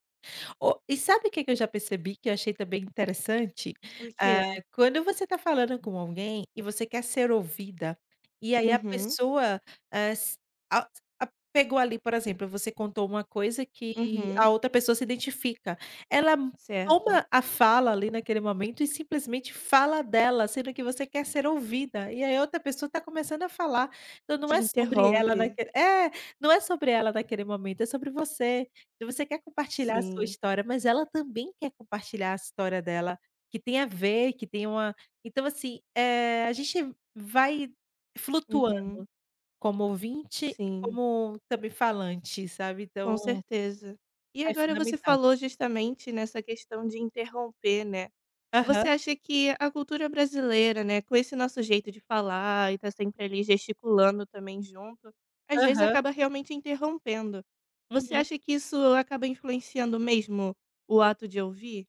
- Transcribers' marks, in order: none
- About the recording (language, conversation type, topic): Portuguese, podcast, O que torna alguém um bom ouvinte?